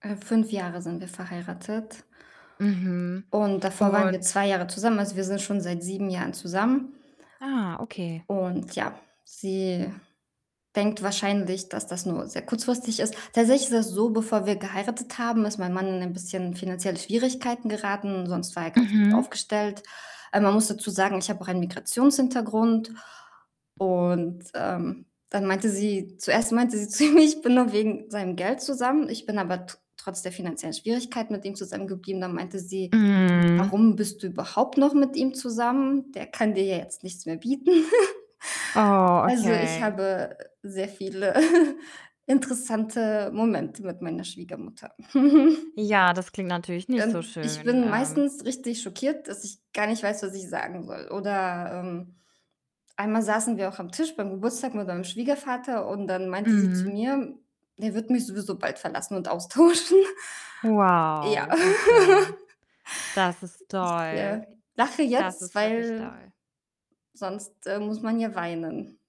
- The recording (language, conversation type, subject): German, advice, Wie kannst du Konflikte mit deinen Schwiegereltern lösen, wenn sie deine persönlichen Grenzen überschreiten?
- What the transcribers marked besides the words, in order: distorted speech; laughing while speaking: "zu mir"; chuckle; chuckle; laughing while speaking: "austauschen"; laugh